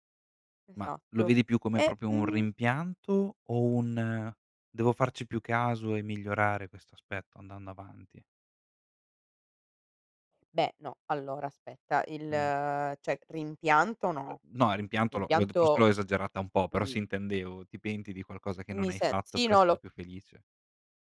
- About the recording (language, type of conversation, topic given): Italian, podcast, Che consiglio daresti al tuo io più giovane?
- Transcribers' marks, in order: "proprio" said as "propio"; tapping; other noise; unintelligible speech